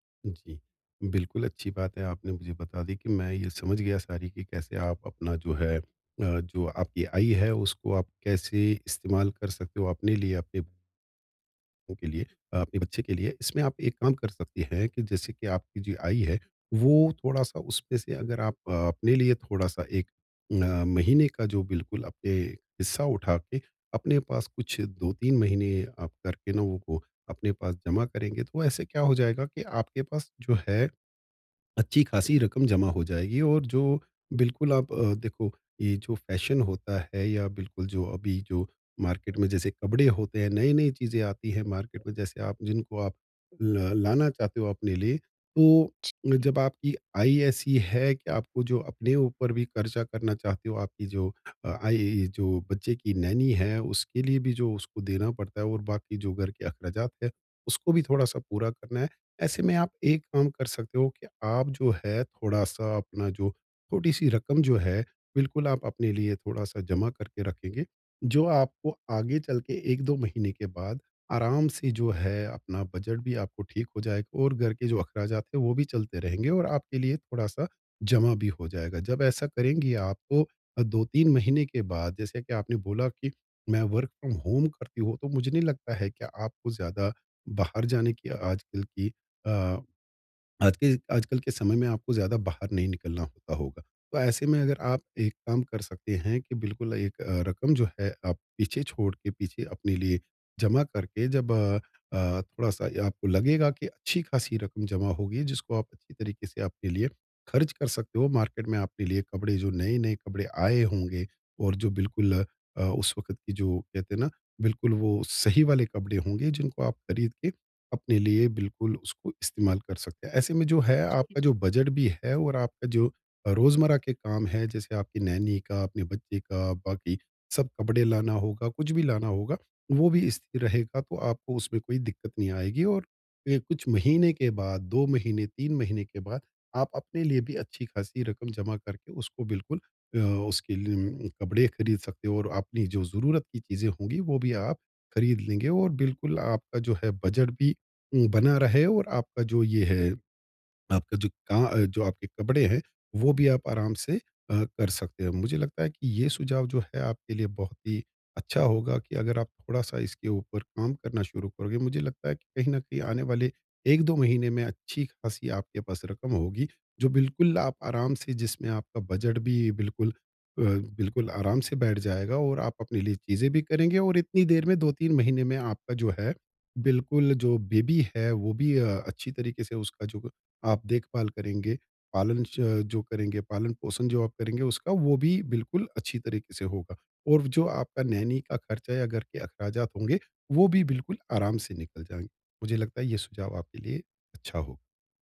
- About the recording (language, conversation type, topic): Hindi, advice, कपड़े खरीदते समय मैं पहनावे और बजट में संतुलन कैसे बना सकता/सकती हूँ?
- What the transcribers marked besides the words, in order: in English: "फ़ैशन"; in English: "मार्केट"; in English: "मार्केट"; other background noise; in English: "नैनी"; in English: "वर्क फ्रॉम होम"; in English: "मार्केट"; in English: "नैनी"; in English: "बेबी"; in English: "नैनी"